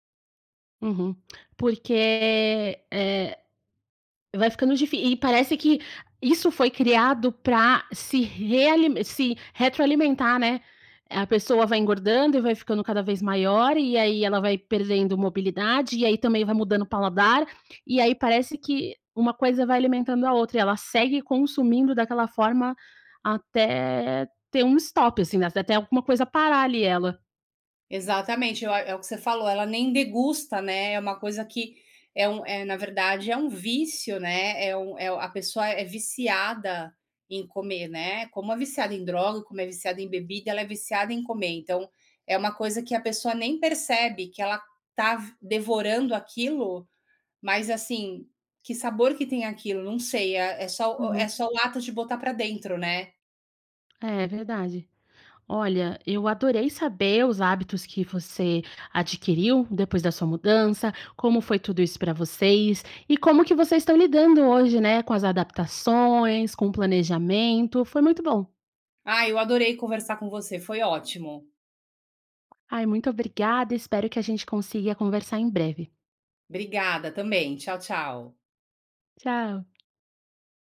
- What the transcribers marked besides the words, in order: in English: "stop"; tapping
- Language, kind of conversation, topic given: Portuguese, podcast, Como a comida do novo lugar ajudou você a se adaptar?